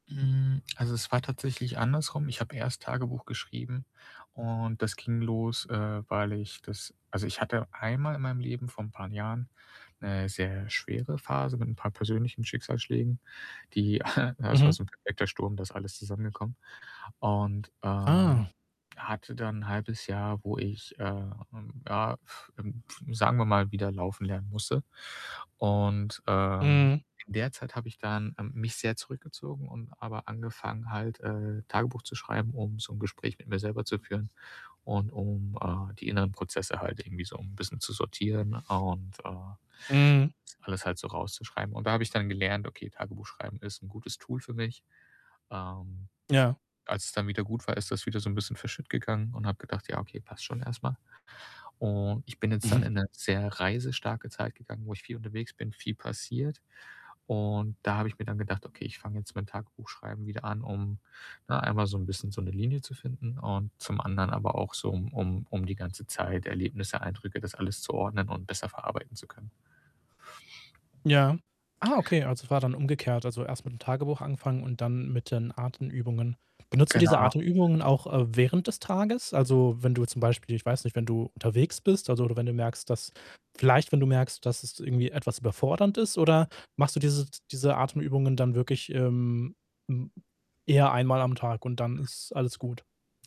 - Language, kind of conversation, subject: German, podcast, Welche Gewohnheiten können deine Widerstandskraft stärken?
- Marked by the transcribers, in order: static; other background noise; chuckle; distorted speech; other noise; snort